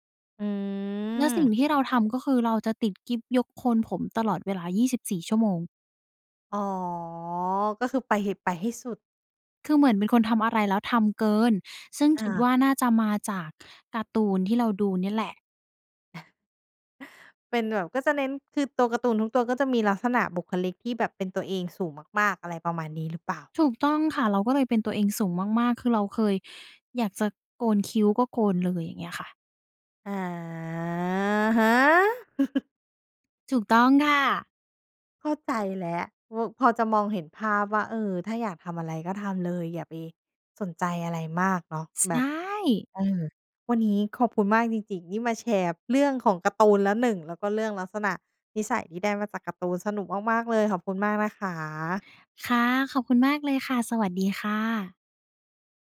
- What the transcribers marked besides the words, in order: chuckle; drawn out: "อะฮะ"; chuckle; tapping
- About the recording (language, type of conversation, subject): Thai, podcast, เล่าถึงความทรงจำกับรายการทีวีในวัยเด็กของคุณหน่อย